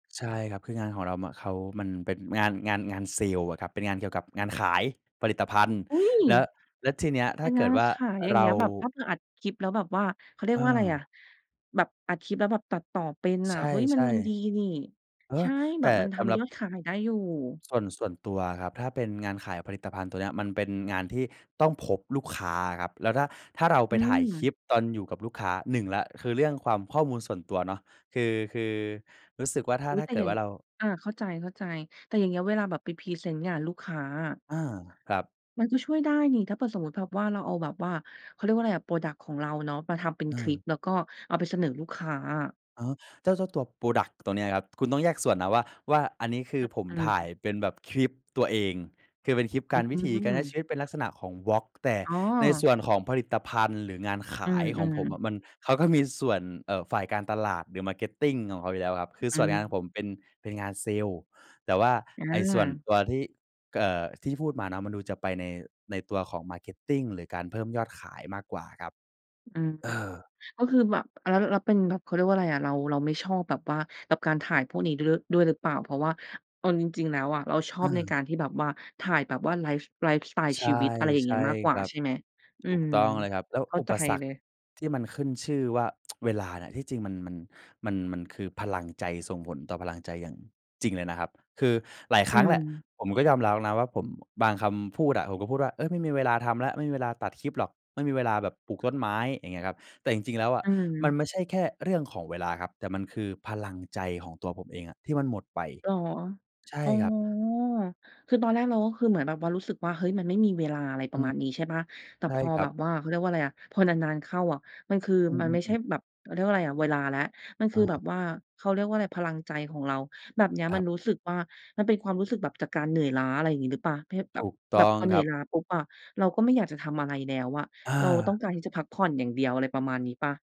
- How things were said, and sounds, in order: in English: "พรอดักต์"; in English: "พรอดักต์"; other background noise; tsk
- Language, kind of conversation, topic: Thai, podcast, อะไรคืออุปสรรคใหญ่ที่สุดในการกลับมาทำงานอดิเรก?